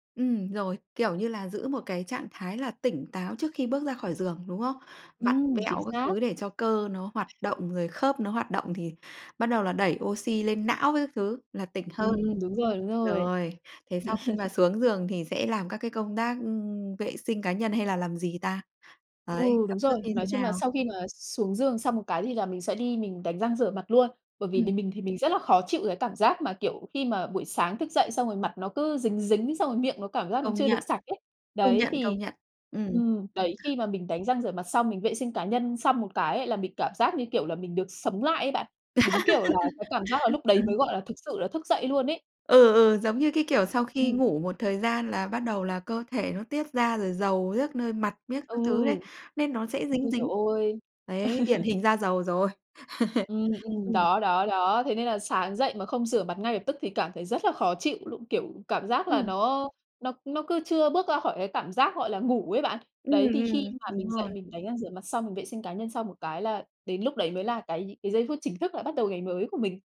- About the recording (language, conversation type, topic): Vietnamese, podcast, Buổi sáng của bạn thường bắt đầu như thế nào?
- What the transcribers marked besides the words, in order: tapping; other background noise; chuckle; laugh; laugh; laugh; laugh